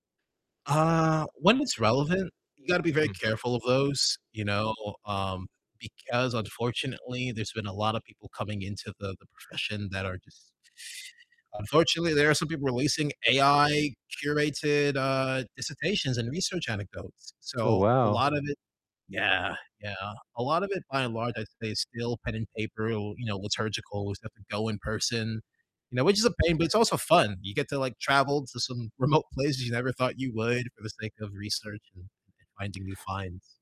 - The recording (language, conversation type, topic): English, unstructured, How do you think technology changes the way we learn?
- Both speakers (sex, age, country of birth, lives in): male, 20-24, United States, United States; male, 50-54, United States, United States
- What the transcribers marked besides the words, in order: none